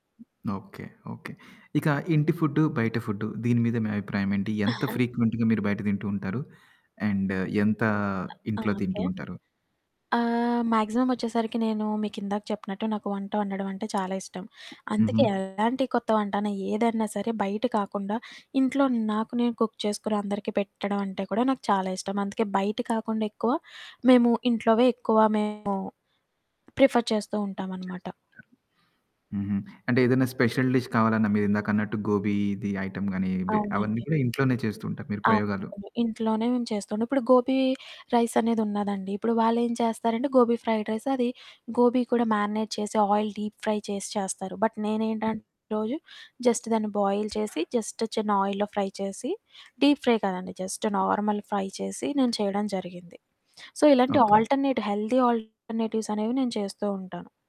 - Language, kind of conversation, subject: Telugu, podcast, సీజన్లు మారుతున్నప్పుడు మన ఆహార అలవాట్లు ఎలా మారుతాయి?
- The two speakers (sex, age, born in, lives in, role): female, 25-29, India, India, guest; male, 40-44, India, India, host
- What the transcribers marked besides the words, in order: other background noise; cough; in English: "ఫ్రీక్వెంట్‌గా"; in English: "అండ్"; static; distorted speech; in English: "కుక్"; in English: "ప్రిఫర్"; in English: "స్పెషల్ డిష్"; in English: "ఐటెమ్"; in Hindi: "గోబీ"; in Hindi: "గోబీ"; in English: "ఫ్రైడ్"; in Hindi: "గోబీ"; in English: "మ్యారినేట్"; in English: "ఆయిల్ డీప్ ఫ్రై"; in English: "బట్"; in English: "జస్ట్"; in English: "బాయిల్"; in English: "జస్ట్"; in English: "ఆయిల్‌లో ఫ్రై"; in English: "డీప్ ఫ్రై"; in English: "జస్ట్ నార్మల్ ఫ్రై"; in English: "సో"; in English: "ఆల్టర్‌నేట్, హెల్దీ ఆల్టర్‌నేటివ్స్"